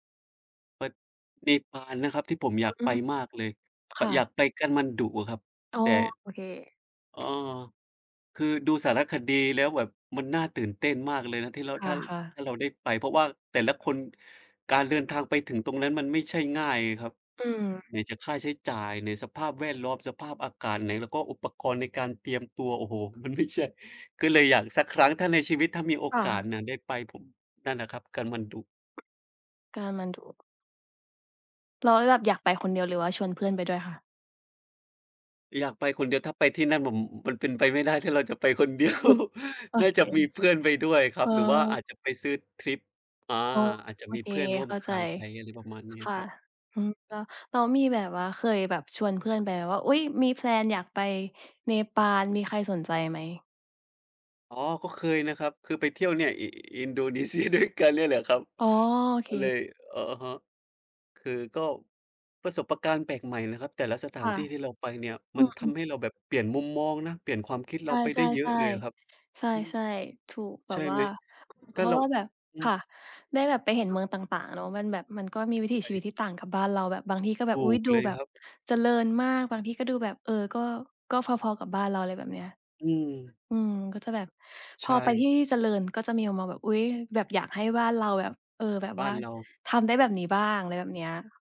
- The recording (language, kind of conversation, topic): Thai, unstructured, สถานที่ไหนที่ทำให้คุณรู้สึกทึ่งมากที่สุด?
- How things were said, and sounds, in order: other background noise; laughing while speaking: "ไม่ใช่"; tapping; laughing while speaking: "เดียว"; laugh; in English: "แพลน"; laughing while speaking: "อินโดนีเซียด้วยกัน"; unintelligible speech